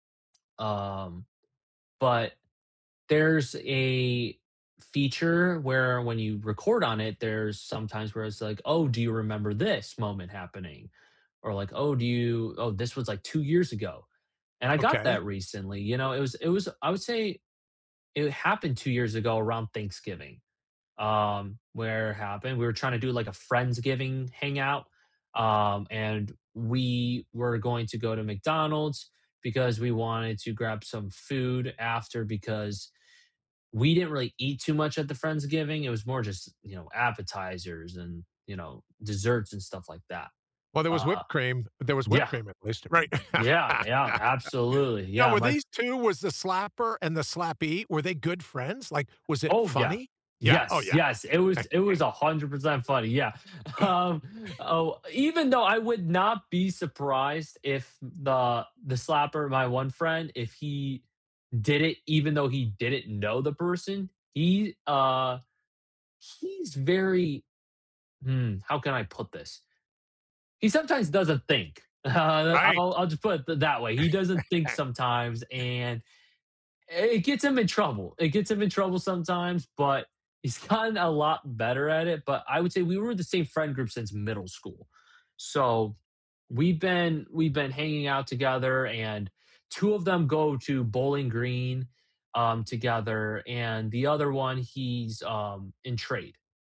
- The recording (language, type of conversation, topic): English, unstructured, How do shared memories bring people closer together?
- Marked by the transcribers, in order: tapping; other background noise; laughing while speaking: "right"; laugh; laugh; chuckle; laughing while speaking: "um, oh"; laughing while speaking: "uh, I'll"; laugh; laughing while speaking: "he's gotten a lot"